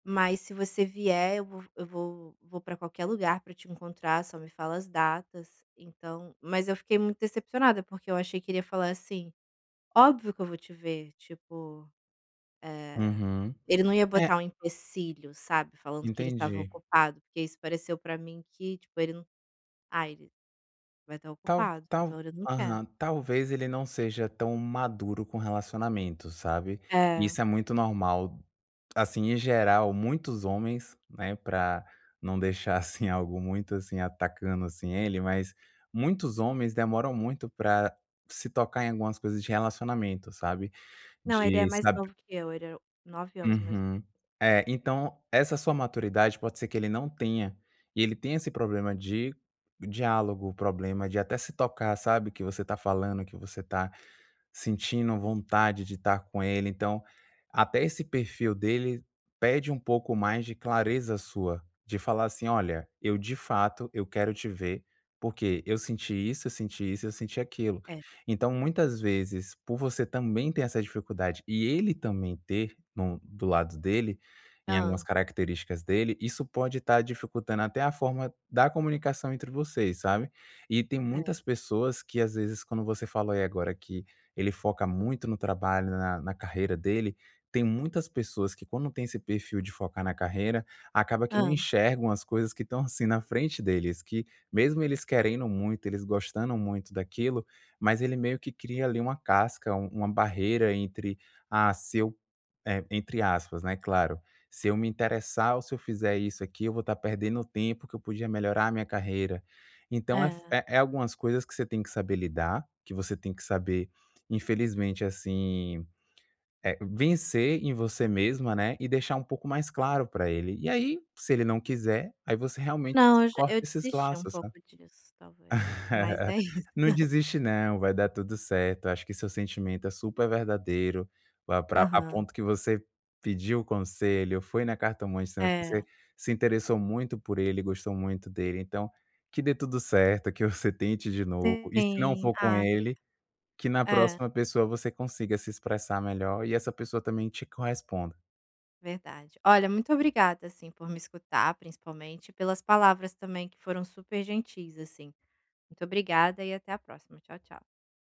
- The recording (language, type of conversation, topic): Portuguese, advice, Como posso começar a mostrar meus sentimentos verdadeiros e ser mais vulnerável com meu parceiro?
- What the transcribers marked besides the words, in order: laugh; laughing while speaking: "é isso"